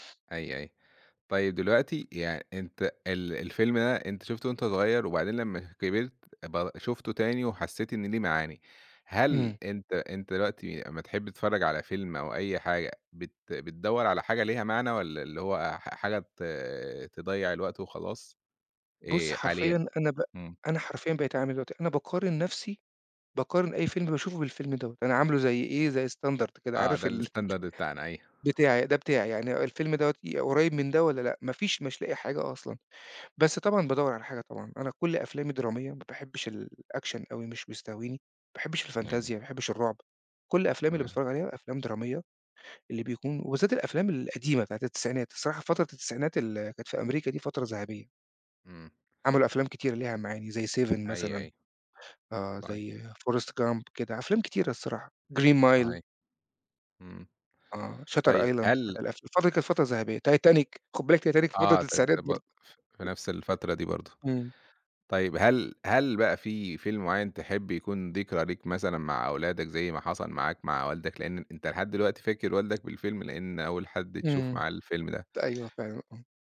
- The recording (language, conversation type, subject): Arabic, podcast, إيه أكتر فيلم من طفولتك بتحب تفتكره، وليه؟
- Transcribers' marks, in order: other background noise; in English: "standard"; chuckle; in English: "الstandard"; in English: "الaction"; in English: "Seven"; in English: "Forrest Gump"; in English: "Green Mile"; in English: "Shutter Island"; other noise